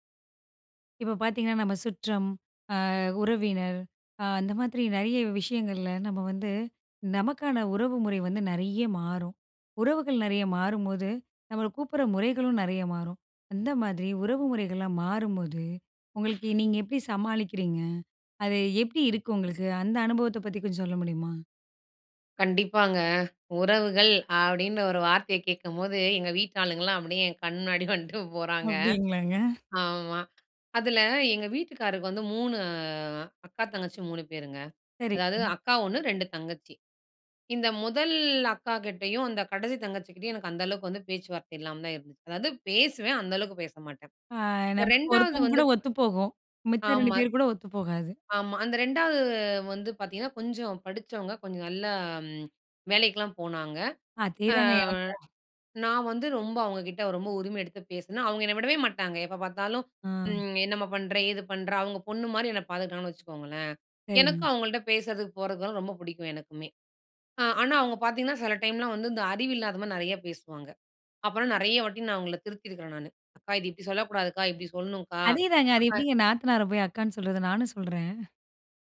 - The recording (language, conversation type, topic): Tamil, podcast, உறவுகளில் மாற்றங்கள் ஏற்படும் போது நீங்கள் அதை எப்படிச் சமாளிக்கிறீர்கள்?
- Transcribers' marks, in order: "கூப்பிடுற" said as "கூப்பிட்ற"; "அனுபவத்தைப் பற்றி" said as "அனுபவத்தப் பத்தி"; laughing while speaking: "முன்னாடி வண்ட்டு போறாங்க"; drawn out: "வந்து"; drawn out: "அ"; "பிடிக்கும்" said as "புடிக்கும்"; in English: "டைம்லாம்"; "மாதிரி" said as "மாரி"